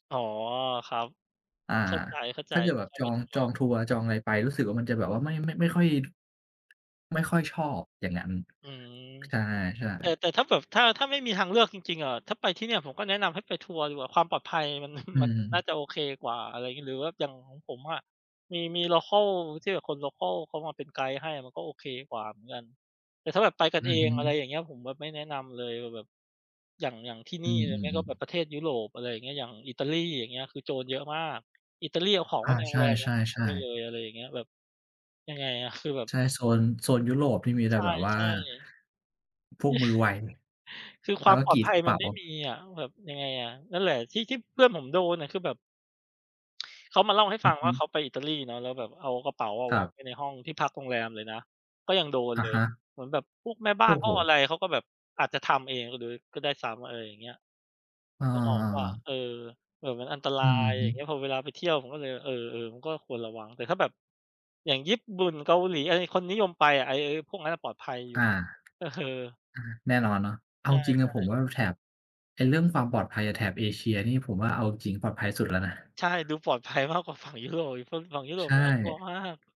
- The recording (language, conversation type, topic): Thai, unstructured, ทำไมข่าวปลอมถึงแพร่กระจายได้ง่ายในปัจจุบัน?
- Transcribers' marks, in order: other background noise; tapping; laughing while speaking: "มัน"; in English: "โลคัล"; in English: "โลคัล"; chuckle